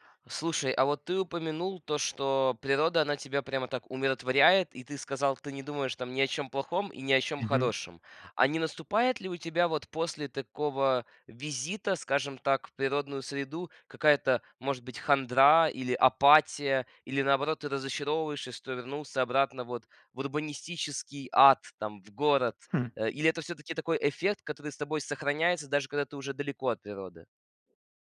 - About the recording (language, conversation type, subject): Russian, podcast, Как природа влияет на твоё настроение?
- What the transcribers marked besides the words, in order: chuckle